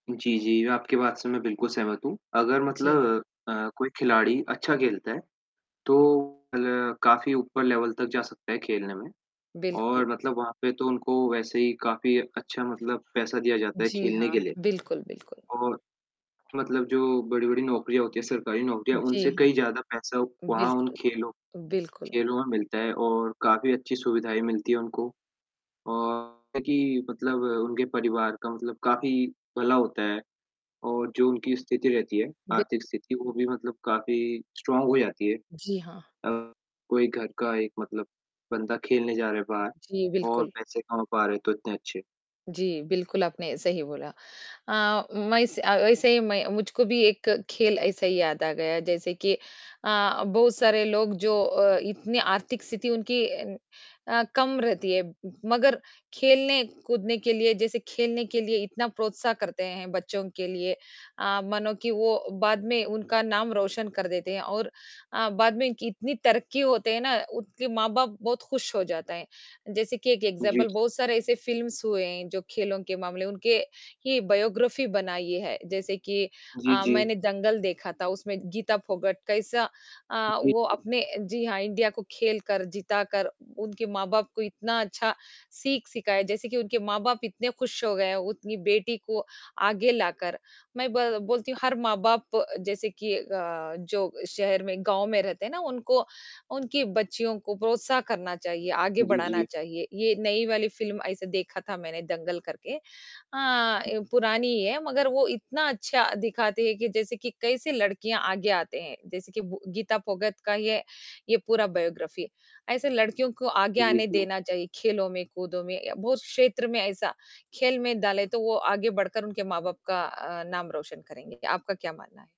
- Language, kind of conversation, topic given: Hindi, unstructured, आपको कौन सा खेल खेलना सबसे ज्यादा पसंद है?
- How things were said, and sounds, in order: static; distorted speech; in English: "लेवल"; tapping; in English: "स्ट्रॉन्ग"; in English: "एग्ज़ाम्पल"; in English: "फ़िल्म्स"; other background noise; in English: "बायोग्राफ़ी"; in English: "बायोग्राफ़ी"